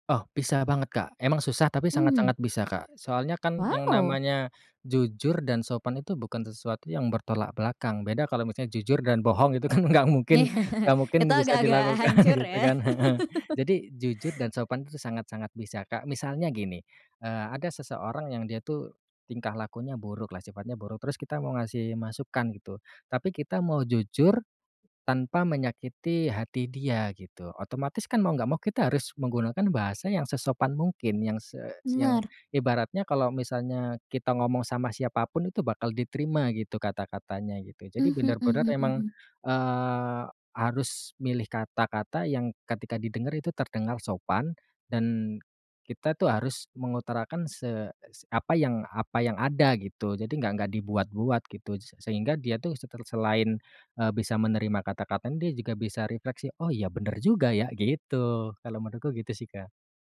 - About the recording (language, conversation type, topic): Indonesian, podcast, Bagaimana cara kamu memberi dan menerima masukan tanpa merasa tersinggung?
- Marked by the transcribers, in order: laugh; laughing while speaking: "gak mungkin"; laughing while speaking: "dilakukan"; laugh; laughing while speaking: "heeh"